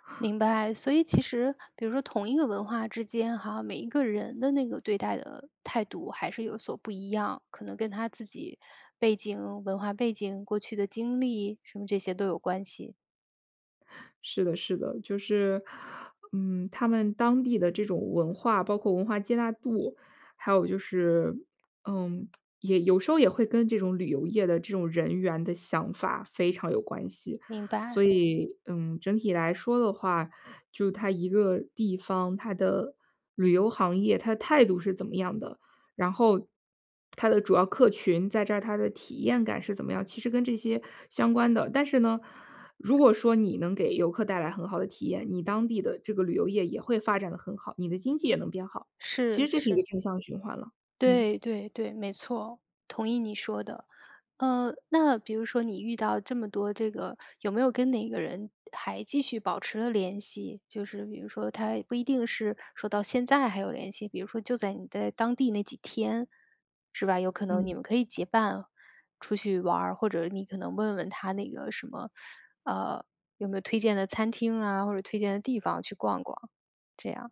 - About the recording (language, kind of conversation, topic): Chinese, podcast, 在旅行中，你有没有遇到过陌生人伸出援手的经历？
- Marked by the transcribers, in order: other background noise; tsk; teeth sucking